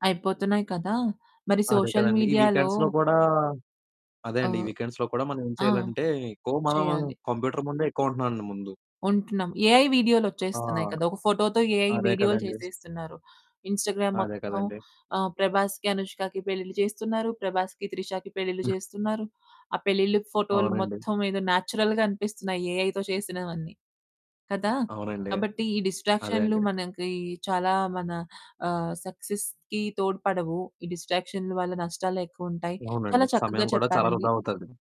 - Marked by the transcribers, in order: in English: "సోషల్ మీడియాలో"; in English: "వీకెండ్స్‌లో"; in English: "వీకెండ్స్‌లో"; other background noise; in English: "ఏఐ"; in English: "ఏఐ"; in English: "ఇన్‌స్టాగ్రామ్"; in English: "న్యాచురల్‌గా"; in English: "ఏఐతో"; in English: "సక్సెస్‌కి"
- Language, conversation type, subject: Telugu, podcast, ఫోన్ మరియు సామాజిక మాధ్యమాల వల్ల వచ్చే అంతరాయాలను తగ్గించడానికి మీరు ఏమి చేస్తారు?